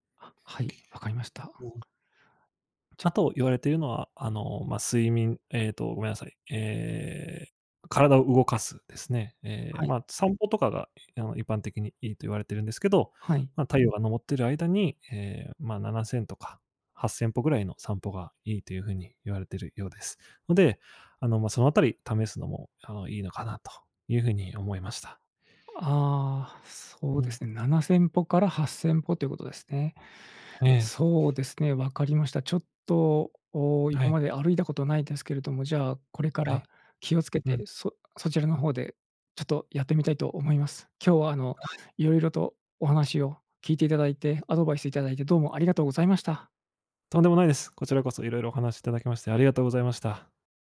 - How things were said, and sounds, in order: none
- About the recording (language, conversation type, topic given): Japanese, advice, 夜なかなか寝つけず毎晩寝不足で困っていますが、どうすれば改善できますか？
- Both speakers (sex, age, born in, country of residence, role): male, 25-29, Japan, Japan, advisor; male, 45-49, Japan, Japan, user